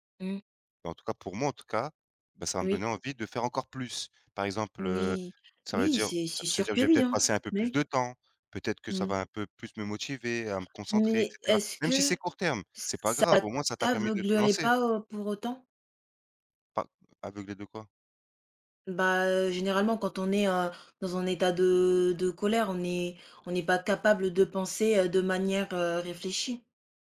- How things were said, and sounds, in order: tapping; stressed: "plus"; other background noise; stressed: "capable"
- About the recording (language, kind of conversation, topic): French, unstructured, Penses-tu que la colère peut aider à atteindre un but ?